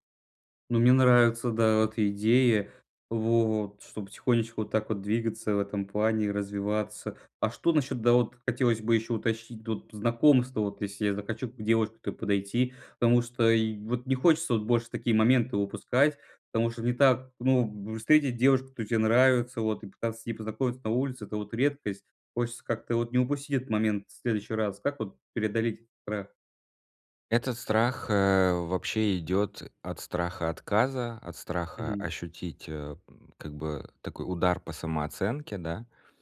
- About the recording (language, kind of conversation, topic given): Russian, advice, Как перестать бояться провала и начать больше рисковать?
- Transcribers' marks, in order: none